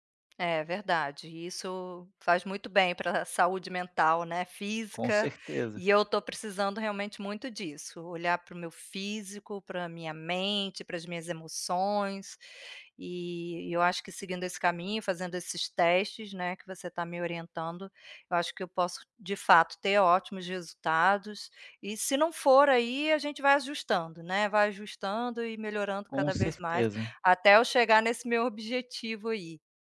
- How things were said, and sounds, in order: none
- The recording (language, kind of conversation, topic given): Portuguese, advice, Equilíbrio entre descanso e responsabilidades